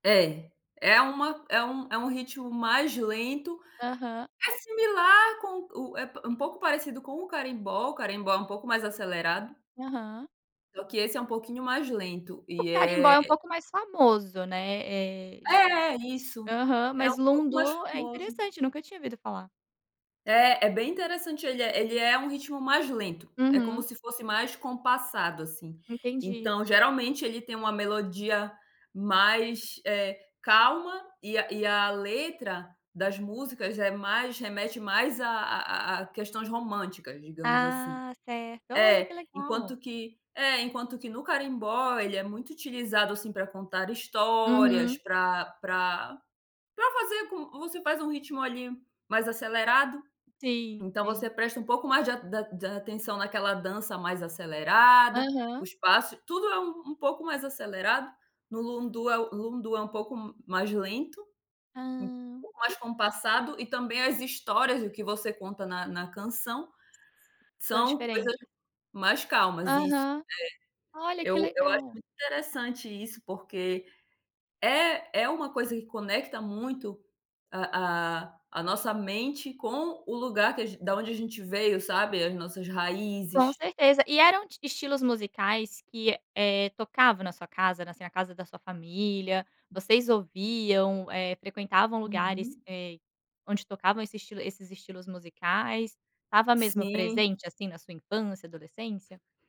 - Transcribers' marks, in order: tapping
- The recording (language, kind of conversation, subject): Portuguese, podcast, Que música você ouve para se conectar com suas raízes?